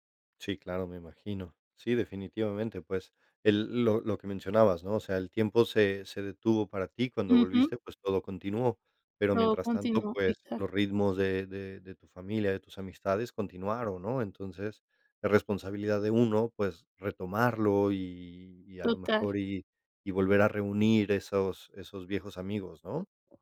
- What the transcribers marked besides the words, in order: other background noise
- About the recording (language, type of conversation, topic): Spanish, podcast, ¿Qué aprendiste de ti mismo al viajar solo?